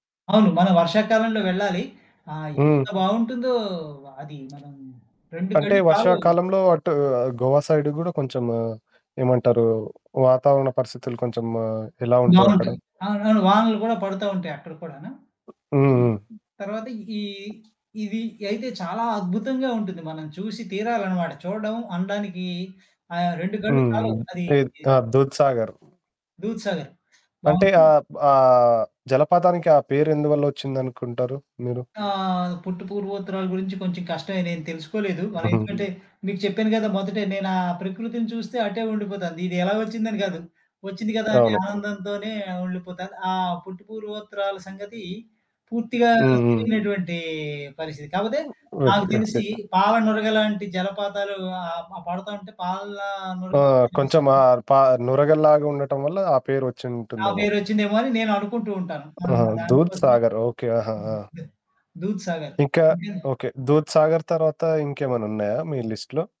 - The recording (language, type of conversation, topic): Telugu, podcast, అందమైన ప్రకృతి దృశ్యం కనిపించినప్పుడు మీరు ముందుగా ఫోటో తీస్తారా, లేక కేవలం ఆస్వాదిస్తారా?
- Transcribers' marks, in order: static; other background noise; in English: "లిస్ట్‌లో?"